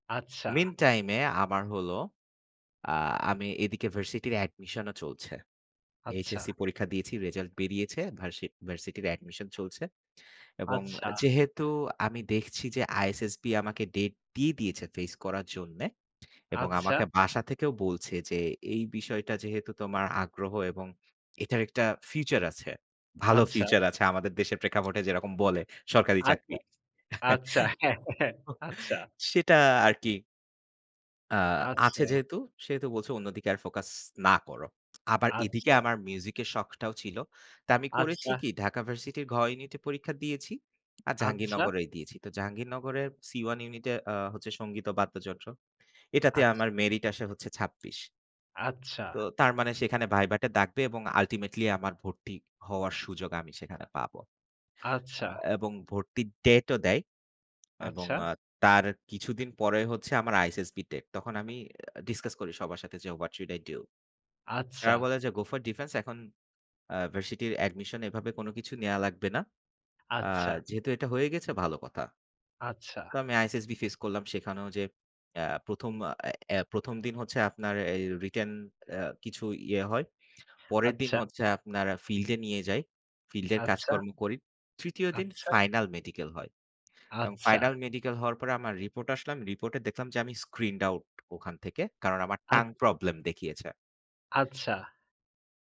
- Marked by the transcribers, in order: in English: "admission"; other background noise; tapping; laughing while speaking: "হ্যাঁ, হ্যাঁ"; chuckle; in English: "merit"; in English: "what should I do?"; in English: "go for defense"; in English: "screened out"; in English: "tongue problem"
- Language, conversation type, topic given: Bengali, unstructured, আপনার জীবনের কোন স্মৃতি আপনাকে সবচেয়ে বেশি শিক্ষা দিয়েছে?